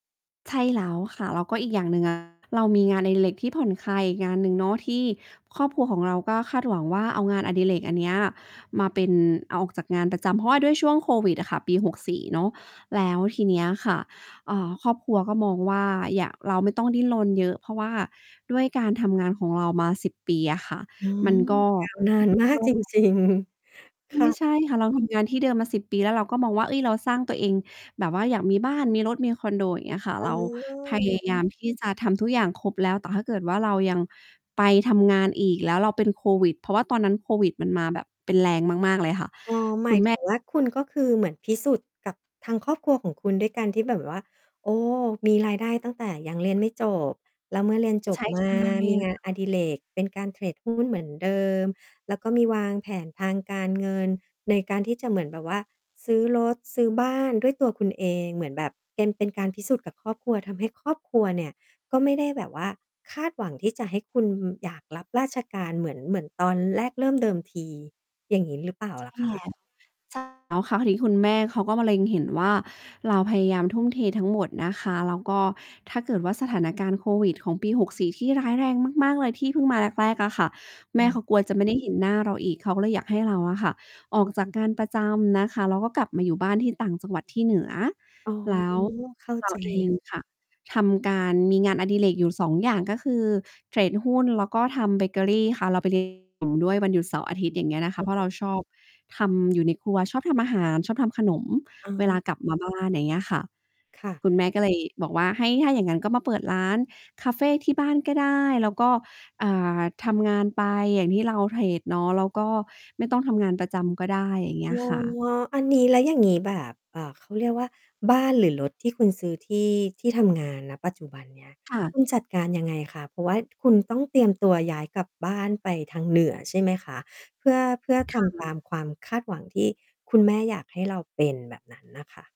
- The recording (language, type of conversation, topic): Thai, podcast, ครอบครัวคาดหวังให้คุณเลือกอาชีพแบบไหน?
- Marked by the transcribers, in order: distorted speech; unintelligible speech; unintelligible speech